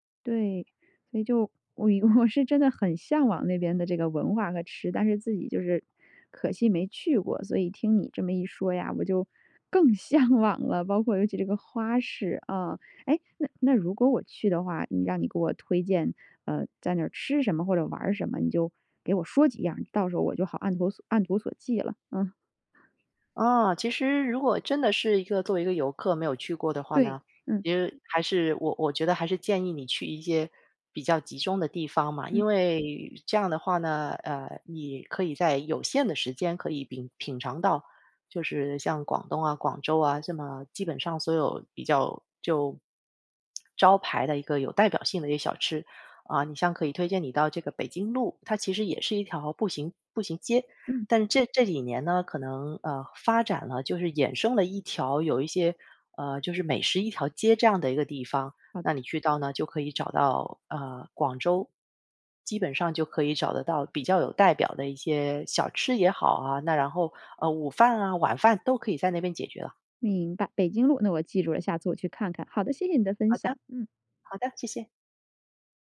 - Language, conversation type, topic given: Chinese, podcast, 你会如何向别人介绍你家乡的夜市？
- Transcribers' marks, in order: laughing while speaking: "我是"; laughing while speaking: "向往了"; lip smack